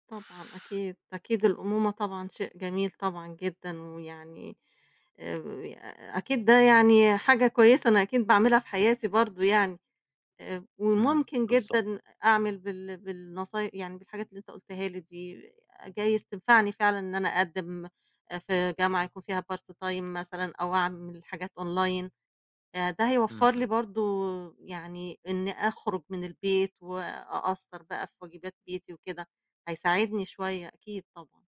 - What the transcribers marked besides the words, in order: other background noise; in English: "part time"; in English: "online"
- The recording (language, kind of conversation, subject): Arabic, advice, إزاي أتعامل مع خوفي إني بضيع وقتي من غير ما أحس إن اللي بعمله له معنى حقيقي؟